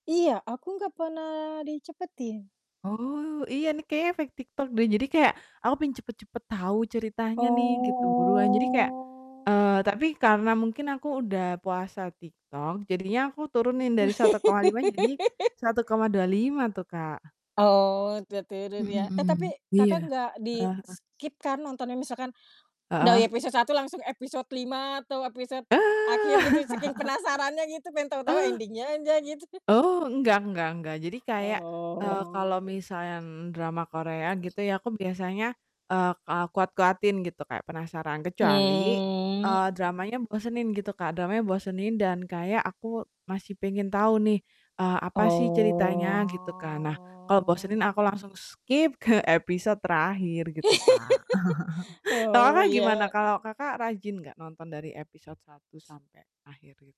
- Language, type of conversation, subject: Indonesian, unstructured, Hobi apa yang paling membuatmu merasa bahagia?
- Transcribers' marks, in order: other background noise; drawn out: "Oh"; laugh; laugh; in English: "ending-nya"; chuckle; drawn out: "Oh"; static; drawn out: "Mmm"; drawn out: "Oh"; laughing while speaking: "ke"; laugh; chuckle